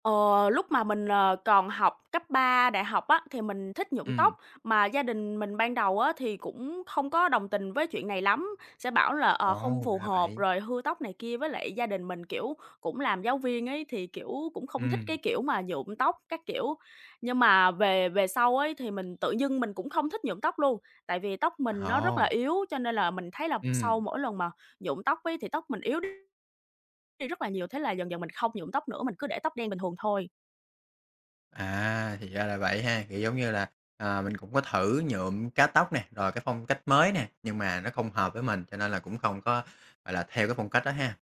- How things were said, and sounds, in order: other background noise
- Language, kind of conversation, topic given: Vietnamese, podcast, Phong cách cá nhân của bạn đã thay đổi như thế nào theo thời gian?